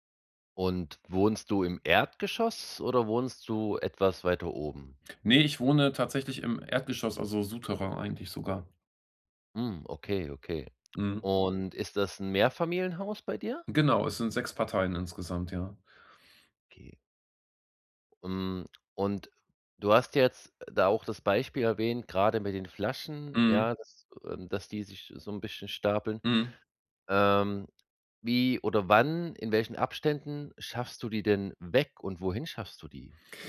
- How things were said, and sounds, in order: none
- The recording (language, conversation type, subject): German, advice, Wie kann ich meine Habseligkeiten besser ordnen und loslassen, um mehr Platz und Klarheit zu schaffen?